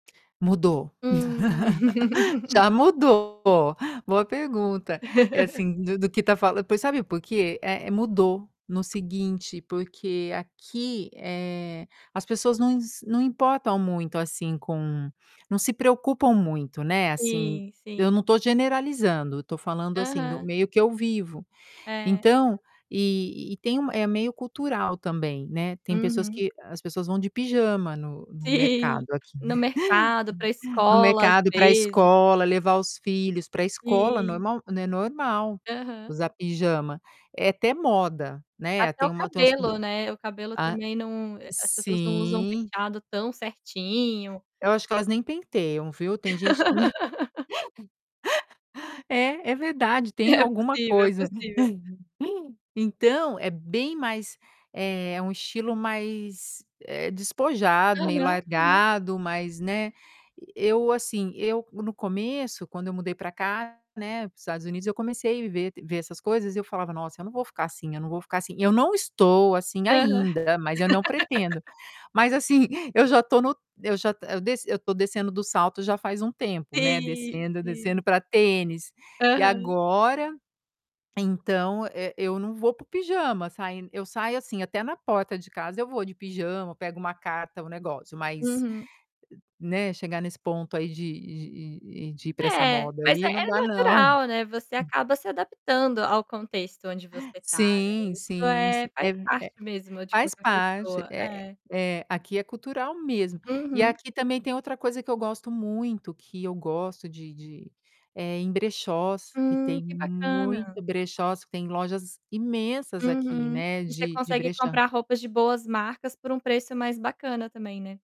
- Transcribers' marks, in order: laugh; distorted speech; laugh; other background noise; laughing while speaking: "Sim"; laugh; tapping; laugh; laugh; laughing while speaking: "É"; laugh; "brechó" said as "brecham"
- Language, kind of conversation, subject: Portuguese, podcast, Qual é o papel das roupas na sua autoestima?